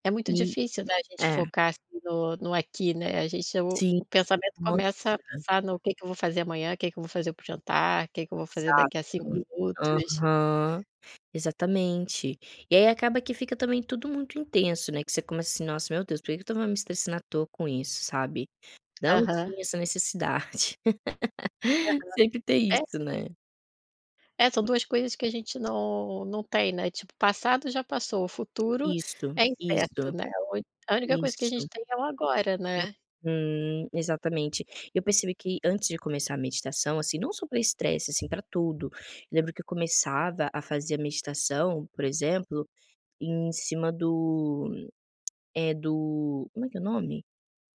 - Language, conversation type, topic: Portuguese, podcast, Como você usa a respiração para aliviar o estresse e a dor?
- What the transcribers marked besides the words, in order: tapping; laugh; unintelligible speech; tongue click